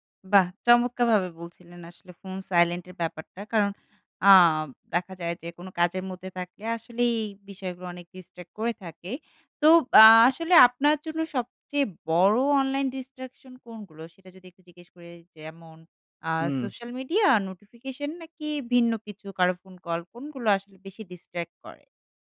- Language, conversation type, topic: Bengali, podcast, অনলাইন বিভ্রান্তি সামলাতে তুমি কী করো?
- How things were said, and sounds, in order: tapping; in English: "distract"; in English: "distraction"; in English: "distract"